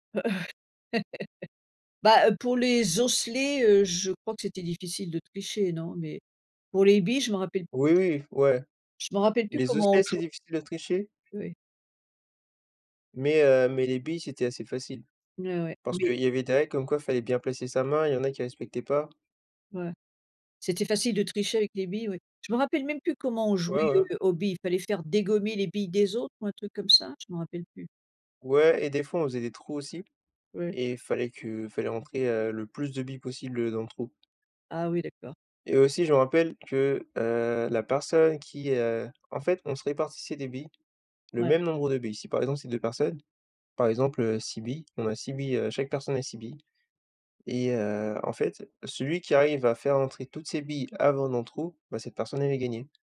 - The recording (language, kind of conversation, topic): French, unstructured, Qu’est-ce que tu aimais faire quand tu étais plus jeune ?
- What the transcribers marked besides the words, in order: laugh; other background noise; tapping